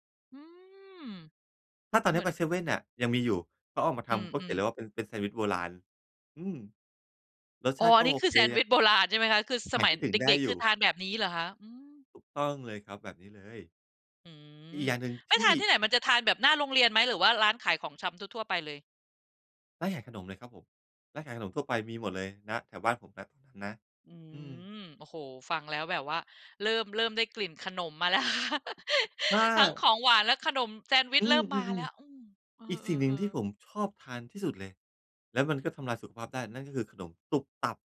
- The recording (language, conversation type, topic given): Thai, podcast, คุณช่วยเล่าเรื่องความทรงจำเกี่ยวกับอาหารตอนเด็กให้ฟังได้ไหม?
- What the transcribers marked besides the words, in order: tapping; laughing while speaking: "ค่ะ"; giggle